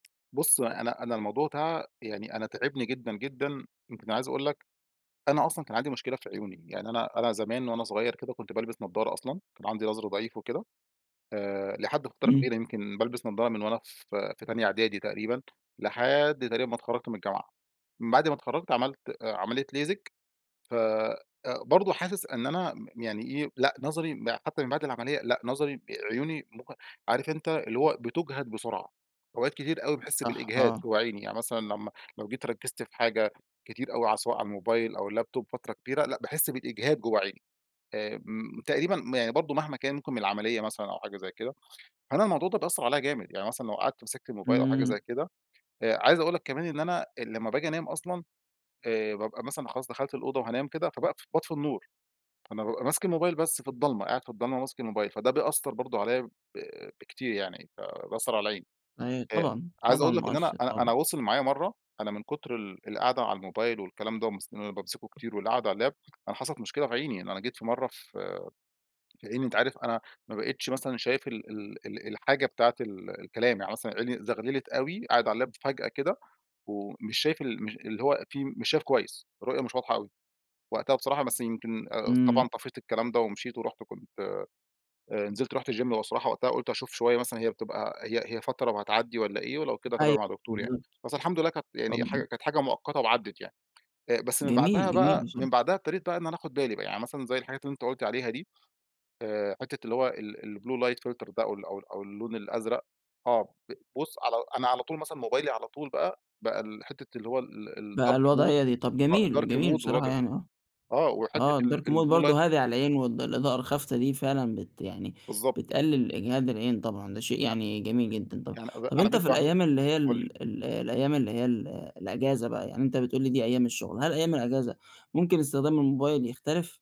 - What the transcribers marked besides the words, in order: tapping; in English: "Lasik"; in English: "الlaptop"; in English: "الlap"; in English: "الlap"; in English: "الgym"; unintelligible speech; in English: "الblue light filter"; in English: "الdark mode"; in English: "dark mode"; in English: "الDark Mode"; in English: "الblue light"
- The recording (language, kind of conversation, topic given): Arabic, podcast, بتستخدم الموبايل قبل ما تنام ولا بتبعده؟